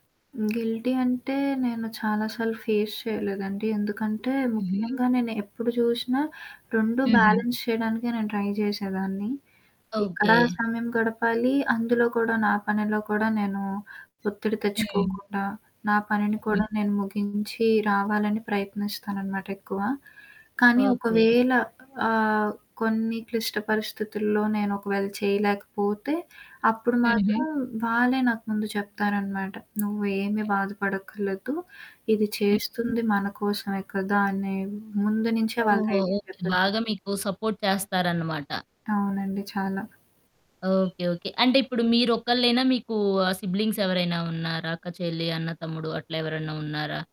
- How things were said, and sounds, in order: static; in English: "గిల్టీ"; in English: "ఫేస్"; in English: "బ్యాలెన్స్"; in English: "ట్రై"; other background noise; in English: "సపోర్ట్"; in English: "సిబ్లింగ్స్"
- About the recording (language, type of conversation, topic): Telugu, podcast, తల్లిదండ్రుల నుంచి దూరంగా ఉన్నప్పుడు కుటుంబ బంధాలు బలంగా ఉండేలా మీరు ఎలా కొనసాగిస్తారు?